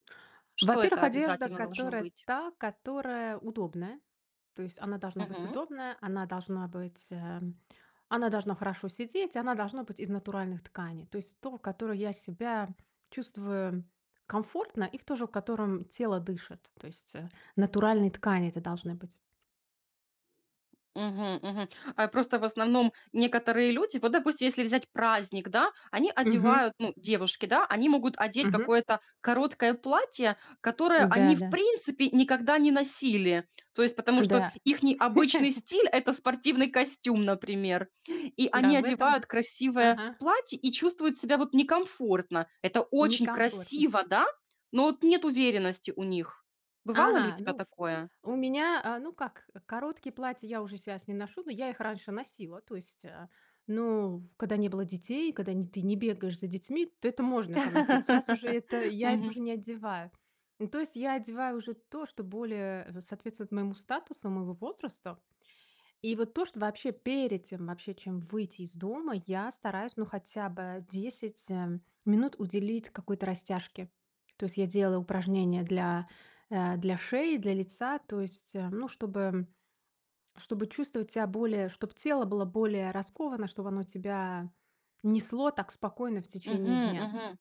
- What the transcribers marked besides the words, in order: tapping; other background noise; chuckle; laugh
- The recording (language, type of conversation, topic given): Russian, podcast, Какие простые привычки помогают тебе каждый день чувствовать себя увереннее?